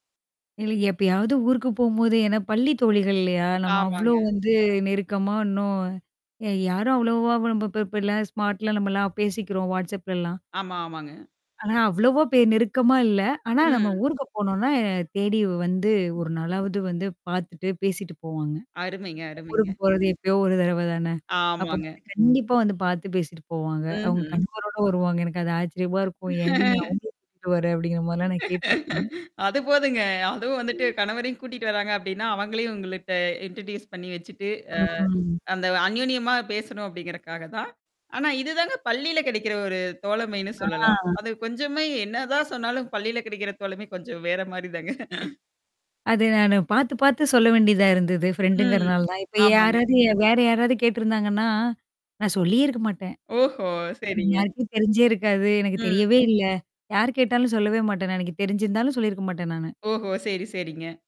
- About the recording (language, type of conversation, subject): Tamil, podcast, ஒருவரிடம் நேரடியாக உண்மையை எப்படிச் சொல்லுவீர்கள்?
- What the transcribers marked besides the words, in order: distorted speech; tapping; laugh; laughing while speaking: "அது போதுங்க. அதுவும் வந்துட்டு கணவரையும் … கொஞ்சம் வேறமாரி தாங்க"; static; in English: "இன்ட்ரடியூஸ்"; drawn out: "ம்"; other background noise